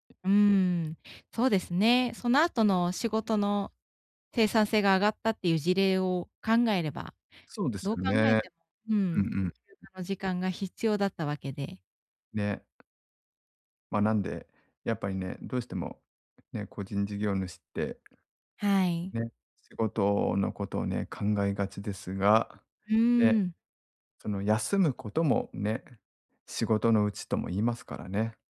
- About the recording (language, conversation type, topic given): Japanese, advice, 休暇中に本当にリラックスするにはどうすればいいですか？
- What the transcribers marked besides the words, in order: none